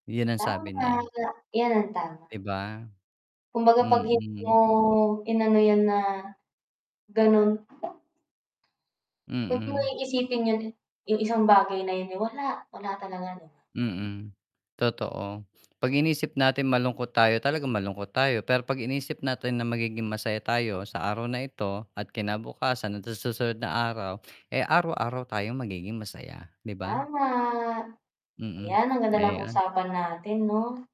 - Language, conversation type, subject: Filipino, unstructured, Ano ang ginagawa mo araw-araw para maging masaya?
- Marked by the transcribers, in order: distorted speech; static; other background noise; drawn out: "Tama"